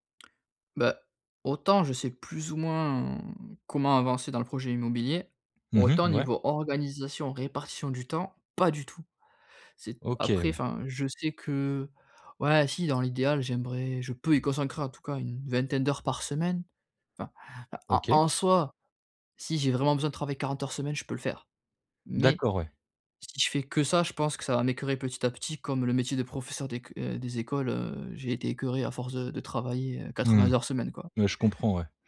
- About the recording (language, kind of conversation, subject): French, advice, Comment puis-je clarifier mes valeurs personnelles pour choisir un travail qui a du sens ?
- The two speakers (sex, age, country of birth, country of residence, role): male, 30-34, France, France, user; male, 35-39, France, France, advisor
- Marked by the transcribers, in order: stressed: "pas du tout"